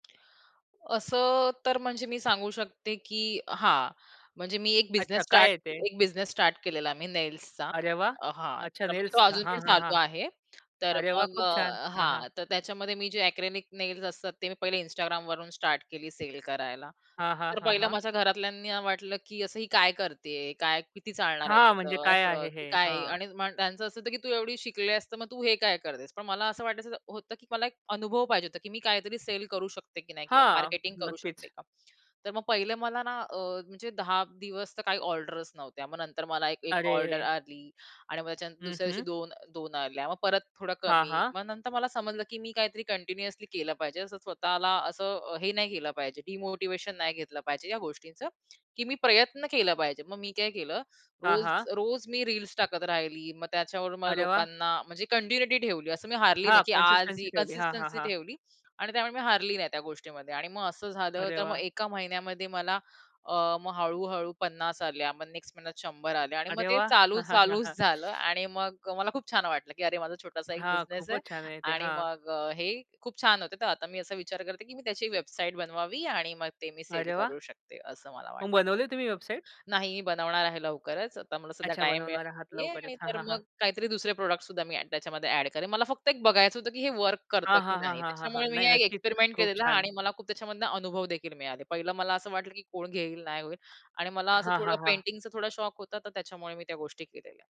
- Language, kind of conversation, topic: Marathi, podcast, अपयश आलं तर तुम्ही पुन्हा कसं सावरता?
- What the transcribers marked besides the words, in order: tapping; other background noise; in English: "एक्रिलिक"; in English: "डिमोटिव्हेशन"; in English: "कन्टिन्युइटी"; in English: "प्रॉडक्टसुद्धा"